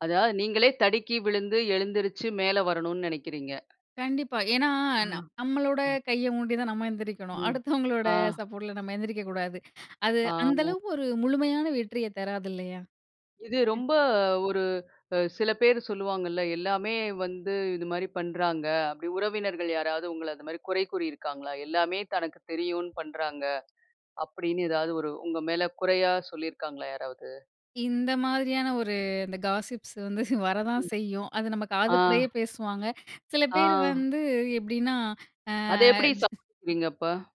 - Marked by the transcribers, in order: other background noise; in English: "காஸிப்ஸ்"
- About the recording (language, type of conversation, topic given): Tamil, podcast, ஒரு வழிகாட்டியின் கருத்து உங்கள் முடிவுகளைப் பாதிக்கும்போது, அதை உங்கள் சொந்த விருப்பத்துடனும் பொறுப்புடனும் எப்படி சமநிலைப்படுத்திக் கொள்கிறீர்கள்?